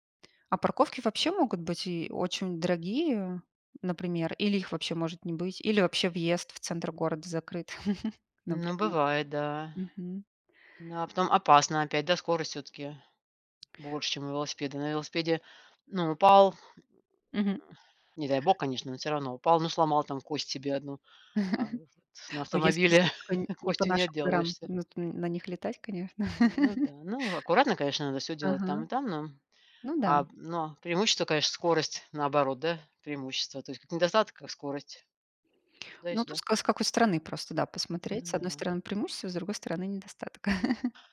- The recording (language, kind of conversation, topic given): Russian, unstructured, Какой вид транспорта вам удобнее: автомобиль или велосипед?
- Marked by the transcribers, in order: chuckle; grunt; chuckle; chuckle; tapping; chuckle